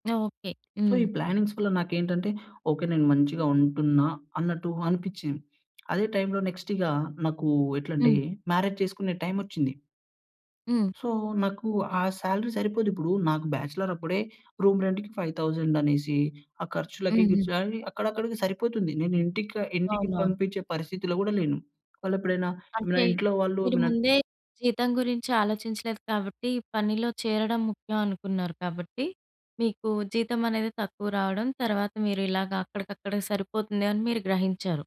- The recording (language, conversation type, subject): Telugu, podcast, ఉద్యోగం మారిన తర్వాత ఆర్థికంగా మీరు ఎలా ప్రణాళిక చేసుకున్నారు?
- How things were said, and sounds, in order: other noise; tapping; in English: "సో"; in English: "ప్లానింగ్స్"; lip smack; in English: "మ్యారేజ్"; in English: "సో"; in English: "సాలరీ"; in English: "రూమ్ రెంట్‌కి ఫైవ్ థౌసండ్"